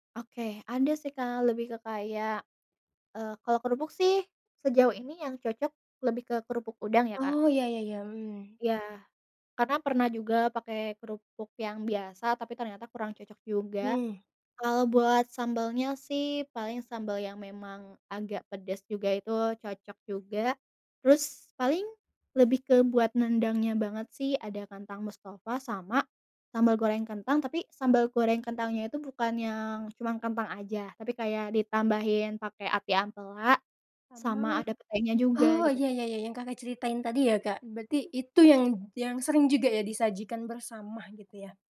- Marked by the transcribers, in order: none
- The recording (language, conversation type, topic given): Indonesian, podcast, Apakah ada makanan yang selalu disajikan saat liburan keluarga?